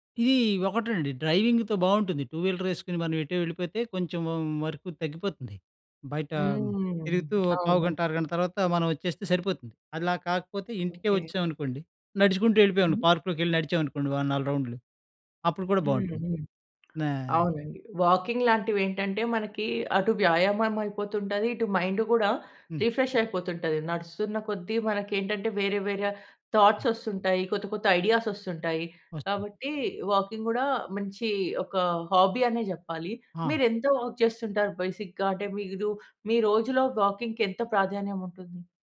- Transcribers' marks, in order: in English: "డ్రైవింగ్‌తో"; in English: "టూ వీలర్"; tongue click; in English: "పార్క్"; tongue click; in English: "వాకింగ్"; in English: "మైండ్"; in English: "రిఫ్రెష్"; in English: "థాట్స్"; in English: "ఐడియాస్"; in English: "వాకింగ్"; in English: "హాబీ"; in English: "వాక్"; in English: "బేసిక్‌గా"; in English: "వాకింగ్‌కి"
- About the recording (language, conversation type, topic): Telugu, podcast, మీకు విశ్రాంతినిచ్చే హాబీలు ఏవి నచ్చుతాయి?